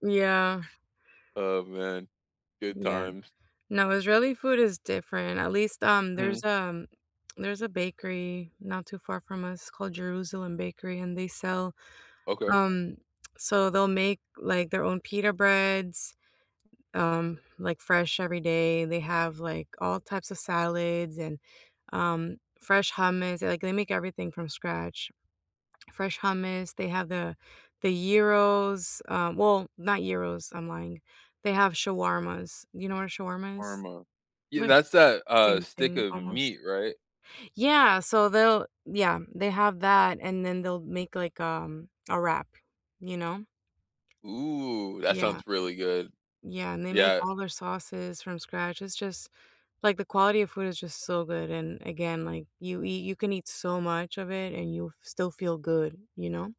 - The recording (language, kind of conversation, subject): English, unstructured, What is your favorite type of cuisine, and why?
- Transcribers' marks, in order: tapping; other background noise